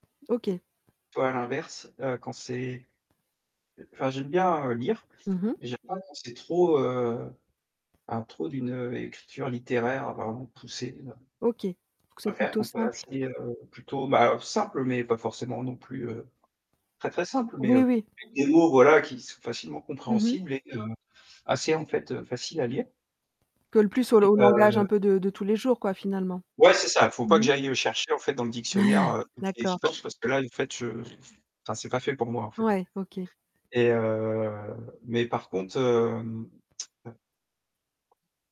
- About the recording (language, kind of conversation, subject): French, podcast, Qu’est-ce qui fait, selon toi, qu’un bon livre est du temps bien dépensé ?
- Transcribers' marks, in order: distorted speech; chuckle; other background noise; static; lip smack